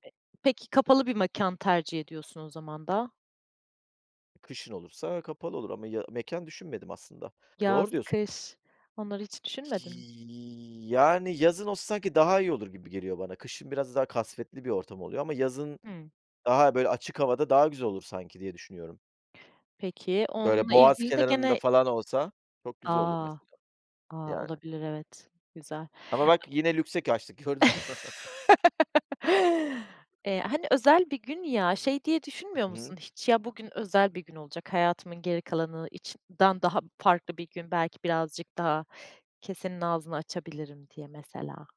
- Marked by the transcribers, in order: tapping; drawn out: "Y"; laughing while speaking: "gördün mü?"; chuckle; laugh
- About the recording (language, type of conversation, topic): Turkish, podcast, Bir topluluk etkinliği düzenleyecek olsan, nasıl bir etkinlik planlardın?
- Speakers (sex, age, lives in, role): female, 30-34, Germany, host; male, 40-44, Greece, guest